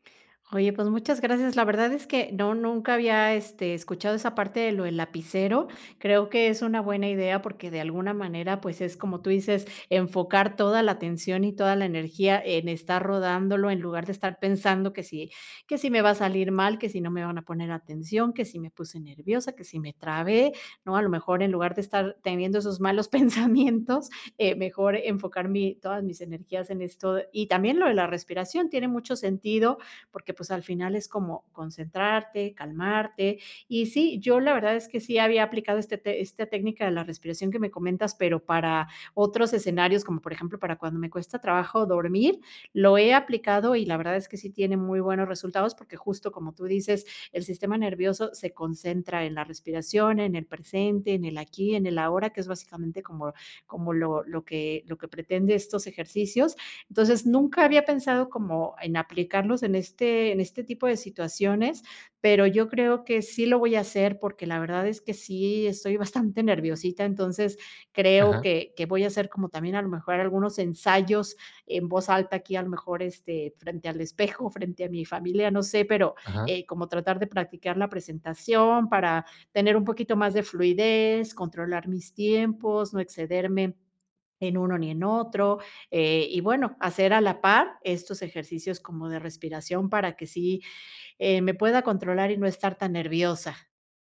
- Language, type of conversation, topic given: Spanish, advice, ¿Cómo puedo hablar en público sin perder la calma?
- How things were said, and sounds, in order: laughing while speaking: "pensamientos"